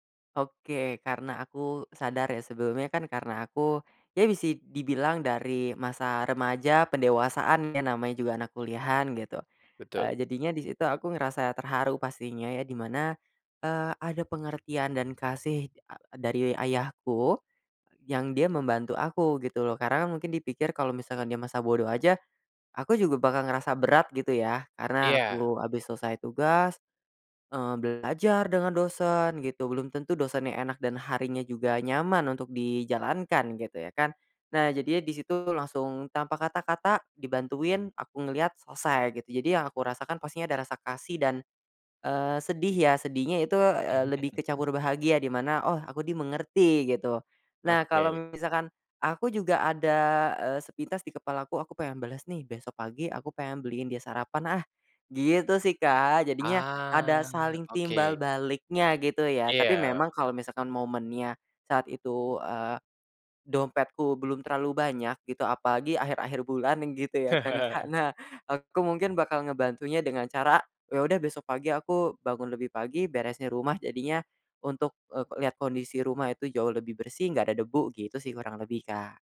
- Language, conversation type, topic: Indonesian, podcast, Kapan bantuan kecil di rumah terasa seperti ungkapan cinta bagimu?
- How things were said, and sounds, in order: "bisa" said as "bisi"; chuckle; drawn out: "Ah"; chuckle